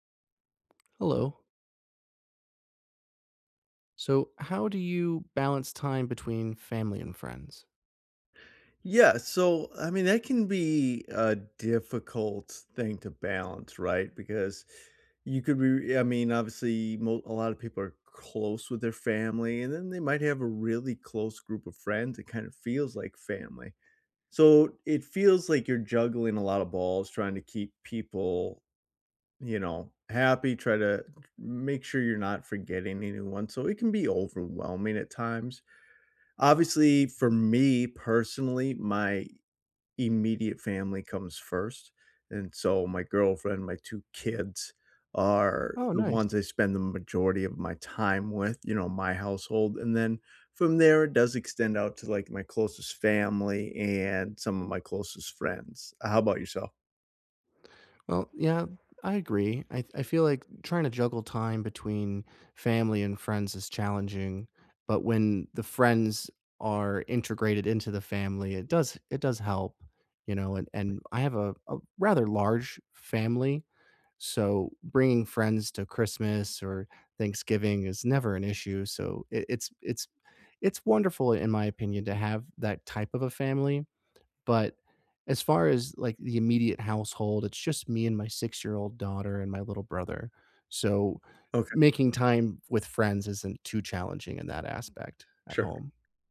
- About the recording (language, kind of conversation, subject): English, unstructured, How do I balance time between family and friends?
- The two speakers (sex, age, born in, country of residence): male, 30-34, United States, United States; male, 40-44, United States, United States
- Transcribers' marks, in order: tapping